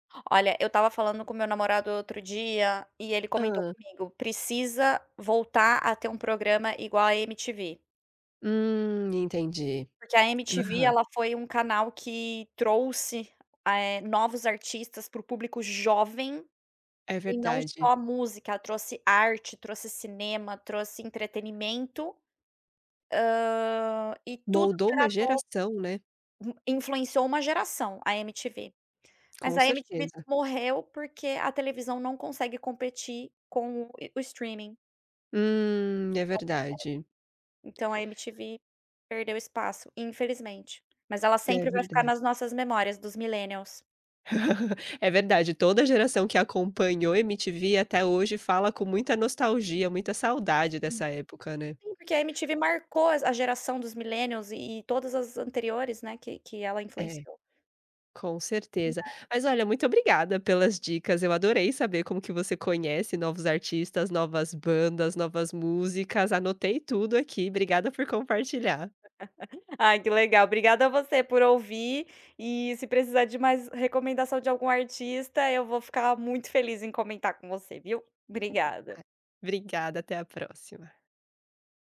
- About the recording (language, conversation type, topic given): Portuguese, podcast, Como você escolhe novas músicas para ouvir?
- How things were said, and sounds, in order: laugh; laugh; unintelligible speech